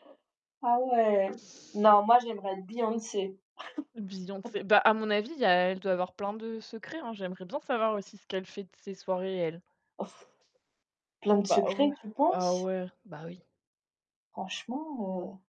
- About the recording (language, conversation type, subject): French, unstructured, Que feriez-vous si vous pouviez passer une journée dans la peau d’une célébrité ?
- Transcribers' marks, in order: chuckle; scoff; other background noise